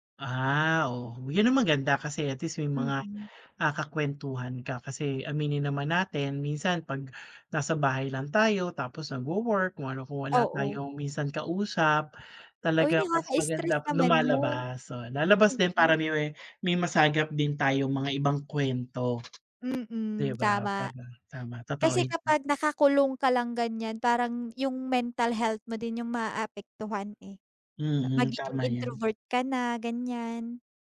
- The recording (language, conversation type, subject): Filipino, unstructured, Paano mo sinisimulan ang araw para manatiling masigla?
- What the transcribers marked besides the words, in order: other background noise